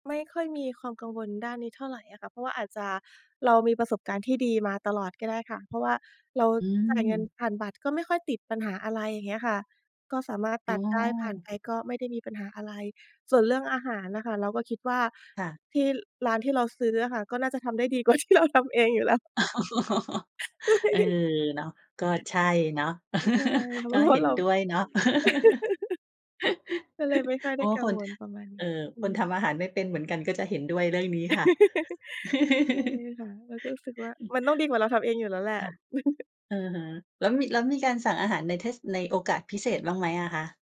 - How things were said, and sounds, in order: laughing while speaking: "กว่าที่เราทำเองอยู่แล้ว"; other background noise; laughing while speaking: "อ๋อ"; laughing while speaking: "ใช่"; chuckle; other noise; laugh; laughing while speaking: "เพราะว่าเรา"; laugh; laugh; giggle; chuckle
- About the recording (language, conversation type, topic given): Thai, podcast, คุณใช้แอปสั่งอาหารบ่อยแค่ไหน และมีประสบการณ์อะไรที่อยากเล่าให้ฟังบ้าง?